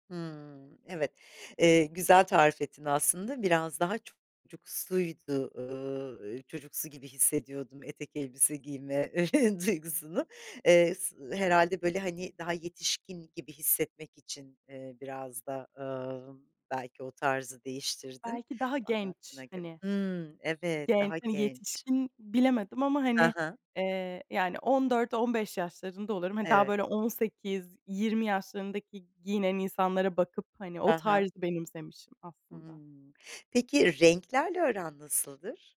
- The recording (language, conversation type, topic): Turkish, podcast, Özgüven ile giyinme tarzı arasındaki ilişkiyi nasıl açıklarsın?
- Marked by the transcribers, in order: chuckle